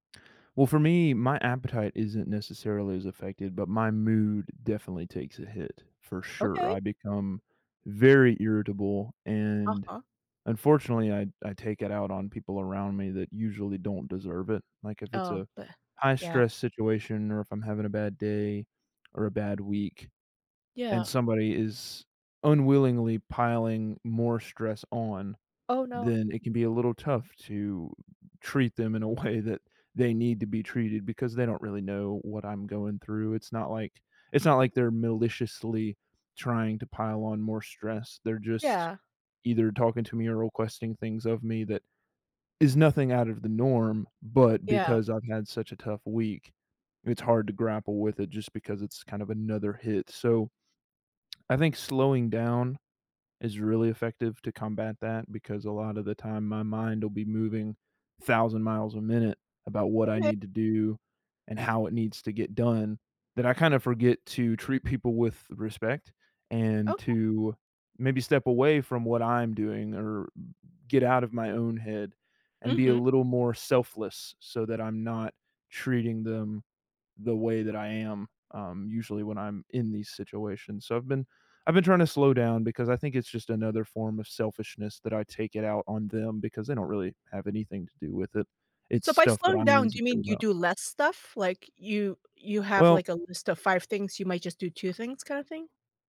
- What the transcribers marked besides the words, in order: tapping; laughing while speaking: "way"; other background noise
- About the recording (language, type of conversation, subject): English, unstructured, What should I do when stress affects my appetite, mood, or energy?